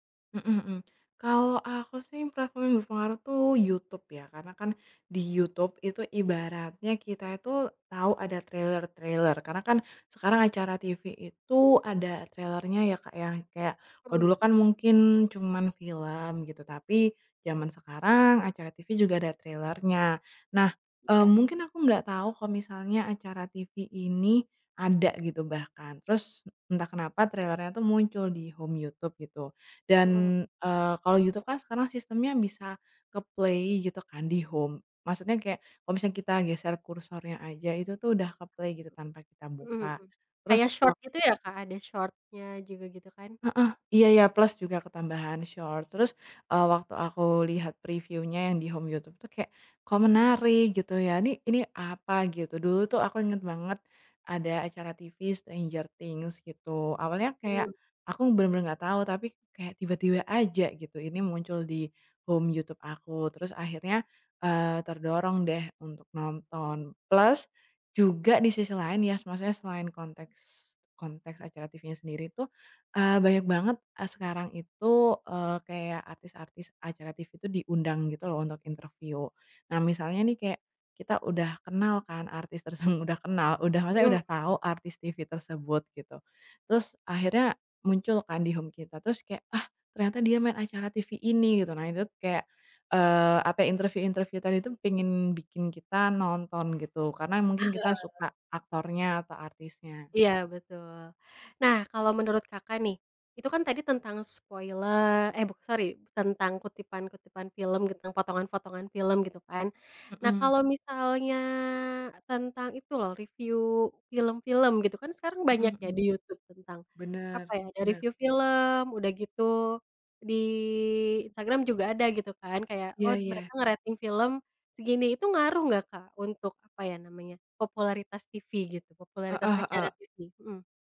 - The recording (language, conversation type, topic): Indonesian, podcast, Bagaimana media sosial memengaruhi popularitas acara televisi?
- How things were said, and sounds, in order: tapping; in English: "ke-play"; other background noise; in English: "ke-play"; in English: "preview-nya"; alarm; chuckle; chuckle; "potongan-potongan" said as "potongan-fotongan"; drawn out: "misalnya"